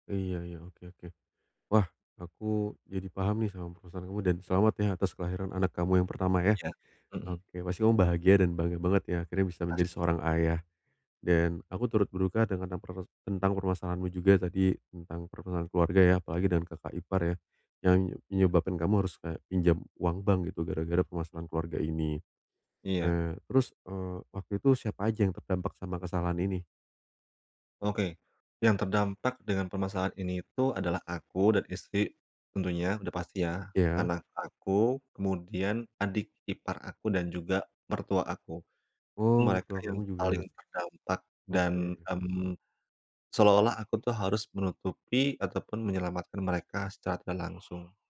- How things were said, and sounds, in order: "permasalahan" said as "permasahan"; "pertengkaran" said as "pertengaran"; other background noise
- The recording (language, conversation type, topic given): Indonesian, advice, Bagaimana saya bisa meminta maaf dan membangun kembali kepercayaan?